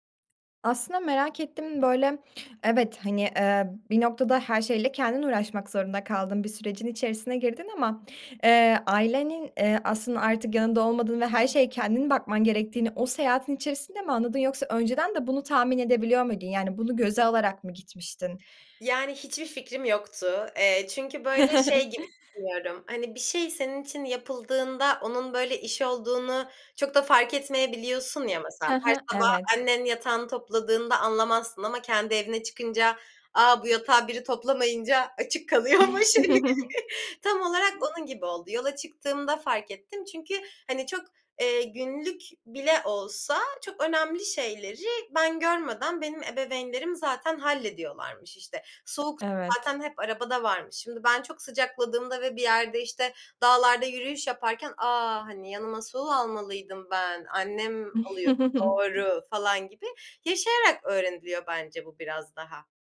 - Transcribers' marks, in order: tapping; chuckle; other background noise; chuckle; chuckle
- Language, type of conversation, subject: Turkish, podcast, Tek başına seyahat etmekten ne öğrendin?